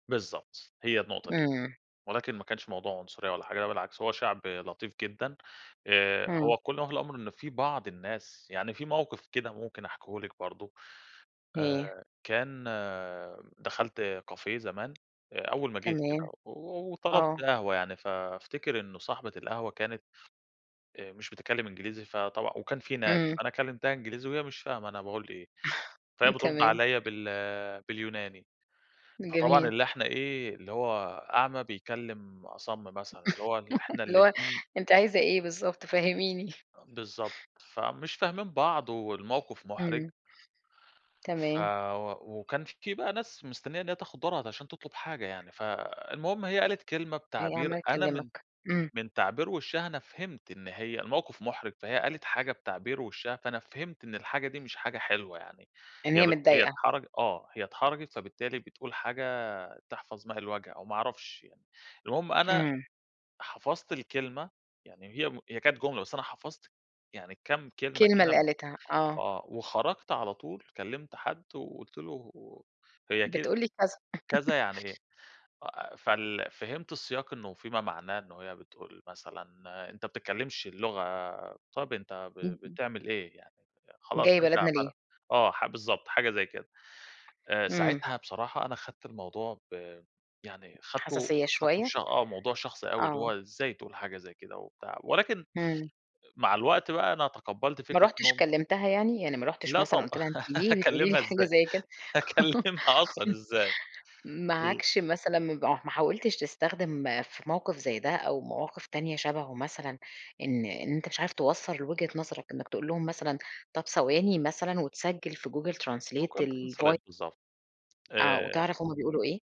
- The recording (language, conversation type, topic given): Arabic, podcast, إزاي كانت تجربتك في السفر والعيش في بلد تانية؟
- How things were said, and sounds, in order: in English: "كافيه"; chuckle; other background noise; laugh; laugh; laughing while speaking: "هاكلّمها إزاي؟ هاكلّمها"; laugh; in English: "google translate"; unintelligible speech